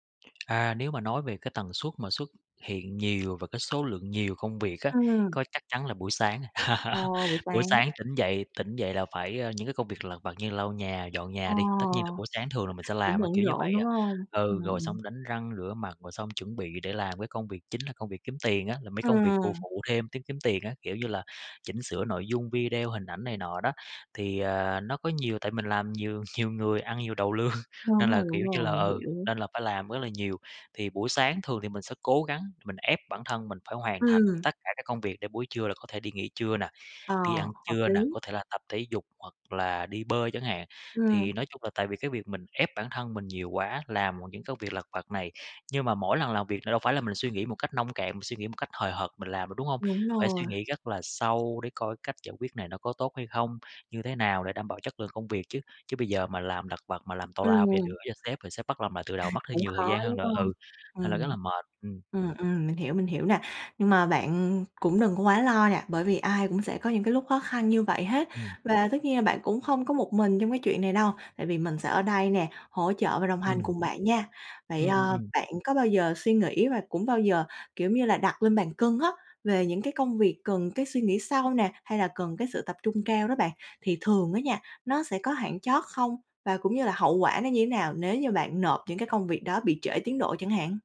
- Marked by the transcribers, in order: tapping; laugh; chuckle; laughing while speaking: "lương"; unintelligible speech; chuckle; other background noise
- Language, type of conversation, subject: Vietnamese, advice, Bạn có đang hoàn thành những việc lặt vặt để tránh bắt tay vào công việc đòi hỏi suy nghĩ sâu không?